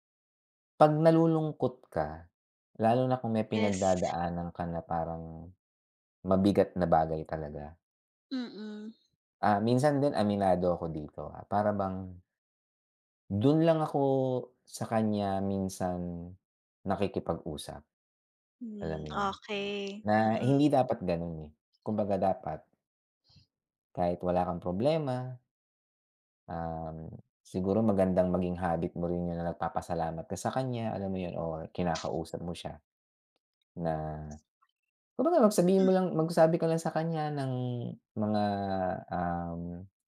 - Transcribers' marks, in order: tapping
- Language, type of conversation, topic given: Filipino, unstructured, Ano ang mga paborito mong ginagawa para mapawi ang lungkot?